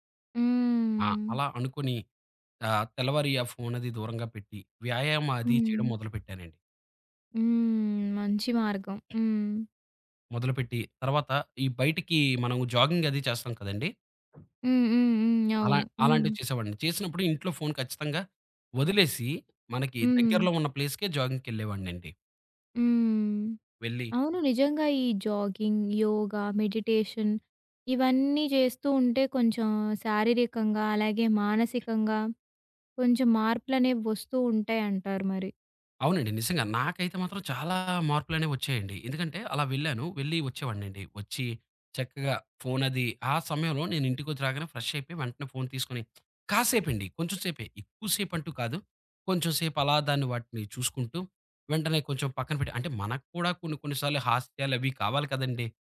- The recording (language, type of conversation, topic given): Telugu, podcast, స్మార్ట్‌ఫోన్‌లో మరియు సోషల్ మీడియాలో గడిపే సమయాన్ని నియంత్రించడానికి మీకు సరళమైన మార్గం ఏది?
- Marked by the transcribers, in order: drawn out: "హ్మ్"; other background noise; in English: "జాగింగ్"; in English: "ప్లేస్‌కే జాగిం‌గ్‌కెళ్ళేవాడినండి"; in English: "జాగింగ్"; tapping; in English: "మెడిటేషన్"; in English: "ఫ్రెష్"